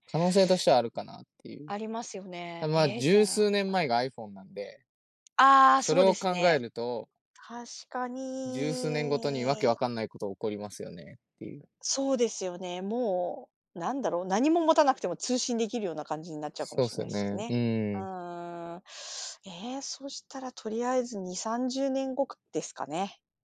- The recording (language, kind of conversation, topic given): Japanese, unstructured, 将来の自分に会えたら、何を聞きたいですか？
- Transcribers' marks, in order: drawn out: "確かに"; other background noise